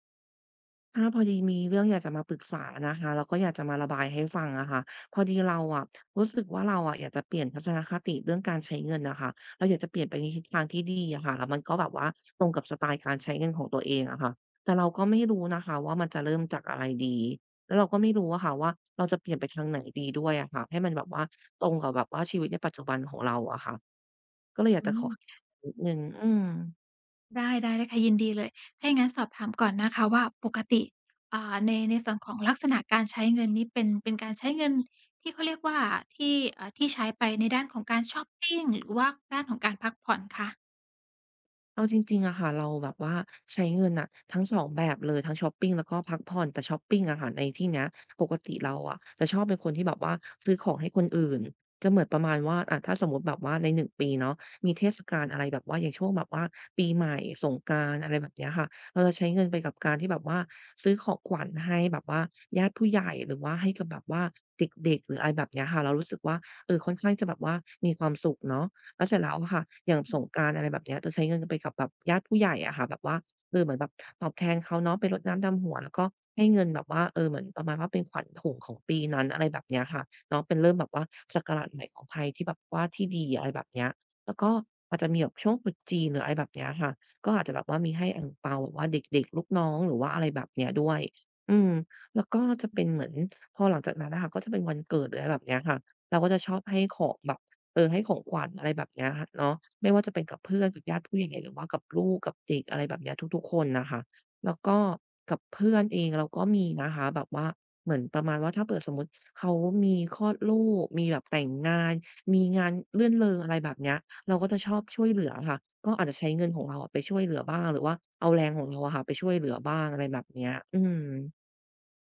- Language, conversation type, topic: Thai, advice, ฉันจะปรับทัศนคติเรื่องการใช้เงินให้ดีขึ้นได้อย่างไร?
- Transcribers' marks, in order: other noise; other background noise